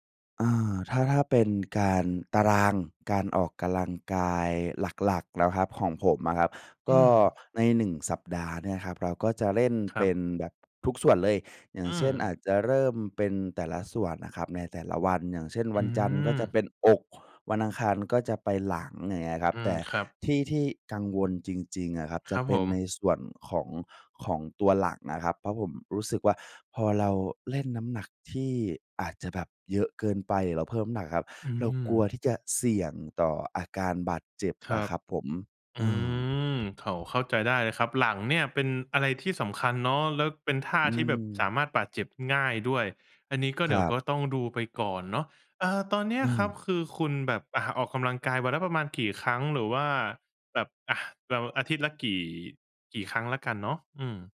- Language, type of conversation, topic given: Thai, advice, กลัวบาดเจ็บเวลาลองยกน้ำหนักให้หนักขึ้นหรือเพิ่มความเข้มข้นในการฝึก ควรทำอย่างไร?
- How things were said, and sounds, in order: other background noise; drawn out: "อืม"; tapping